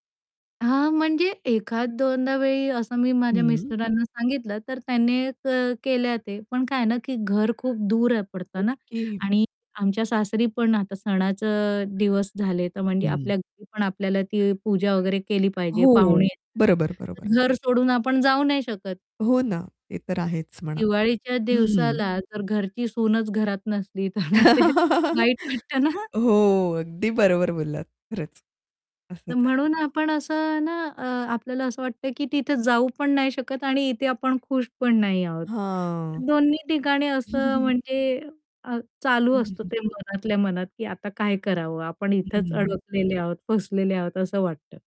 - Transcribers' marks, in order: other background noise; distorted speech; unintelligible speech; chuckle; laughing while speaking: "तर मग ते वाईट वाटतं ना"; chuckle; chuckle
- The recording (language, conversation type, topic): Marathi, podcast, एकटेपणा भासू लागल्यावर तुम्ही काय करता?